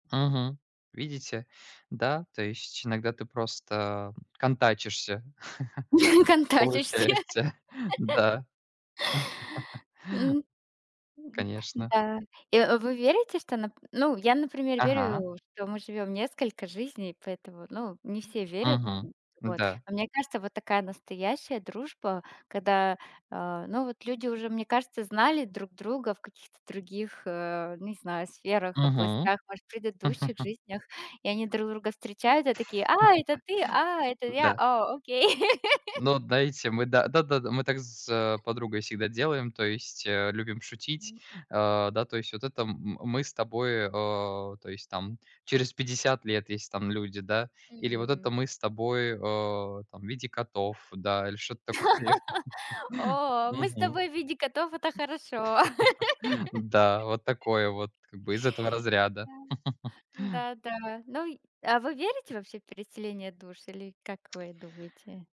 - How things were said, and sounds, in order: laughing while speaking: "Контачишься!"; laugh; chuckle; laugh; chuckle; chuckle; laugh; laugh; chuckle; laugh; chuckle
- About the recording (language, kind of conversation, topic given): Russian, unstructured, Что для вас значит настоящая дружба?